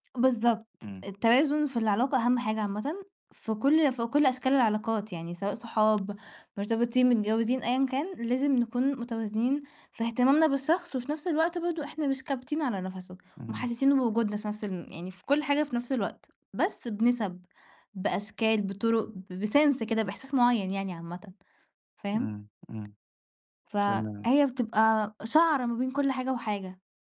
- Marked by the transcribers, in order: tapping; in English: "بsense"
- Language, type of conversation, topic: Arabic, podcast, إزاي تحافظوا على وقت خاص ليكم إنتوا الاتنين وسط الشغل والعيلة؟